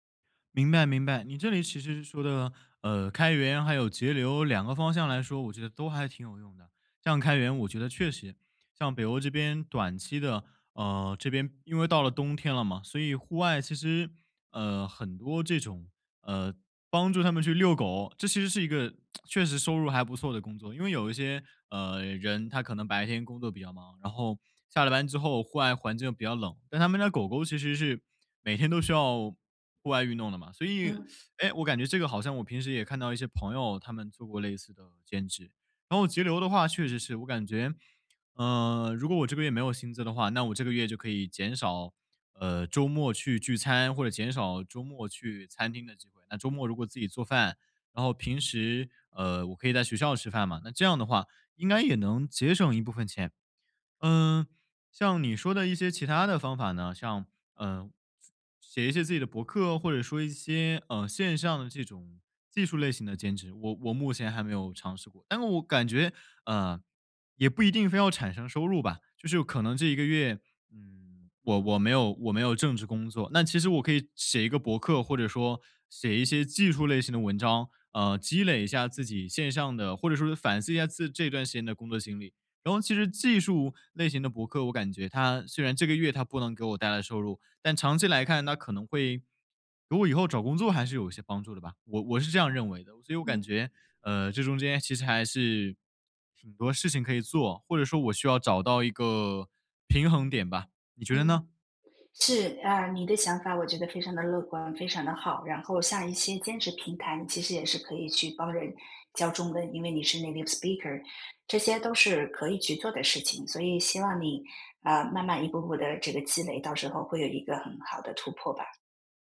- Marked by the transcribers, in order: lip smack; teeth sucking; unintelligible speech; in English: "native speaker"
- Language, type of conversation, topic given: Chinese, advice, 收入不稳定时，怎样减轻心理压力？